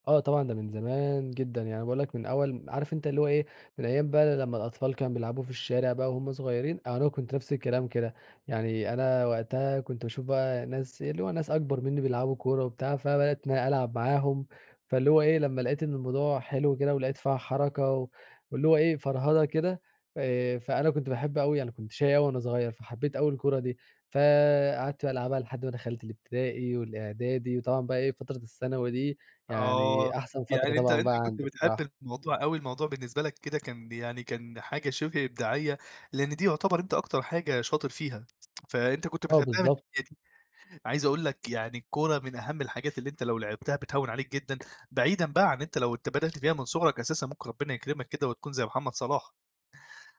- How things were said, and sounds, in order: tapping; lip smack; unintelligible speech; other background noise
- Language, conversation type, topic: Arabic, podcast, إيه أكتر هواية إبداعية بتحب تمارسها؟